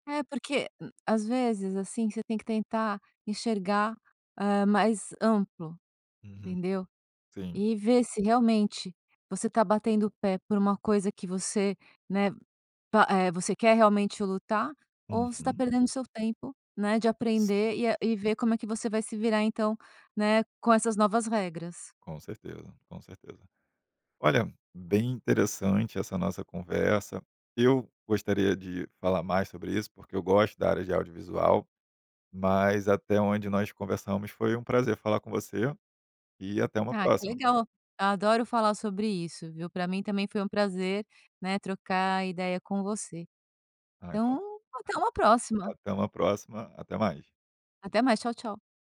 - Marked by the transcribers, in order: unintelligible speech
- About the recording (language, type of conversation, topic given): Portuguese, podcast, Qual estratégia simples você recomenda para relaxar em cinco minutos?